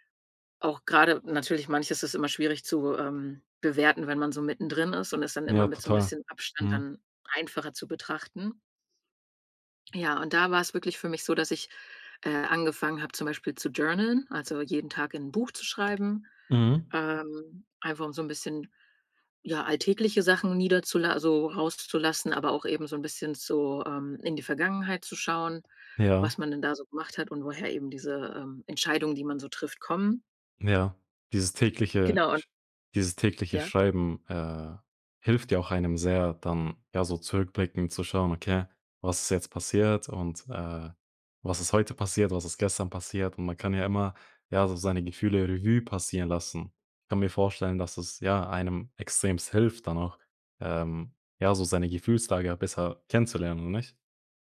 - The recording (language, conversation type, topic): German, podcast, Wie kannst du dich selbst besser kennenlernen?
- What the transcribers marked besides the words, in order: in English: "journaln"; other background noise; "extrem" said as "extremst"